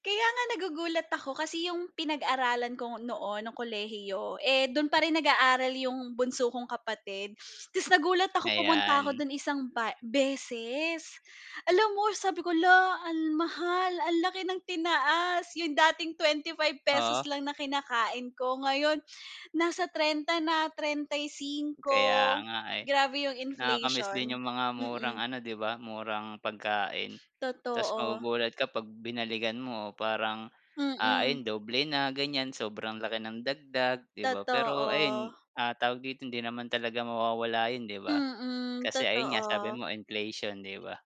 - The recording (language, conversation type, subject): Filipino, unstructured, Ano ang pinakanatatandaan mong pagkaing natikman mo sa labas?
- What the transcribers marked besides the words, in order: none